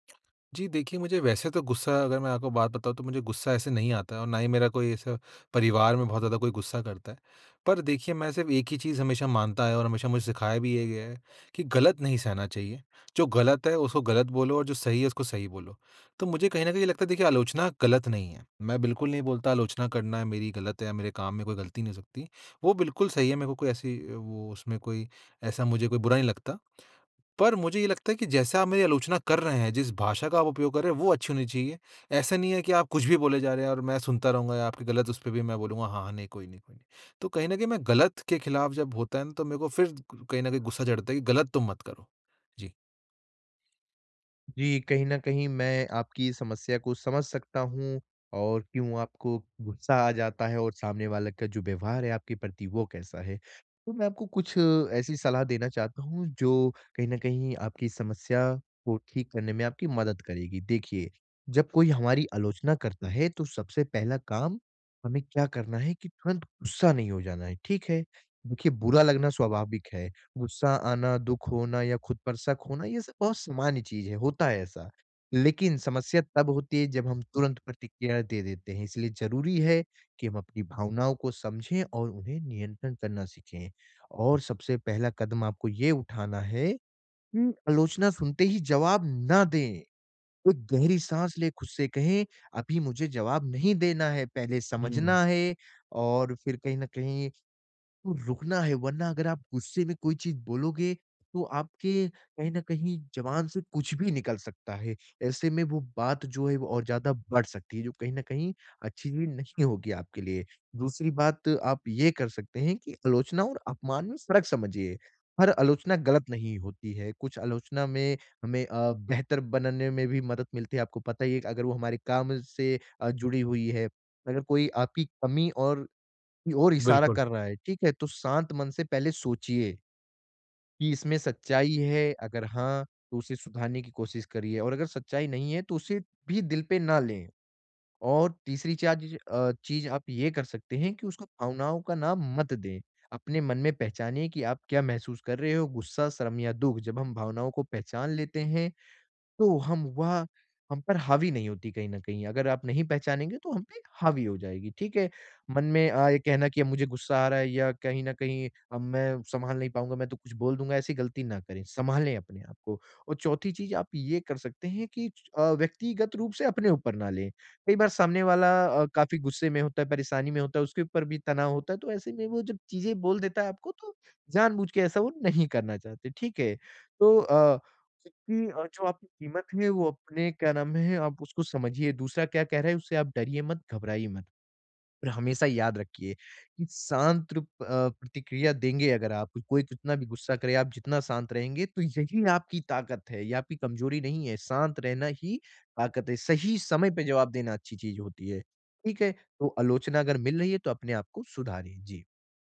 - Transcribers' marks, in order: none
- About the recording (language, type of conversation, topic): Hindi, advice, आलोचना पर अपनी भावनात्मक प्रतिक्रिया को कैसे नियंत्रित करूँ?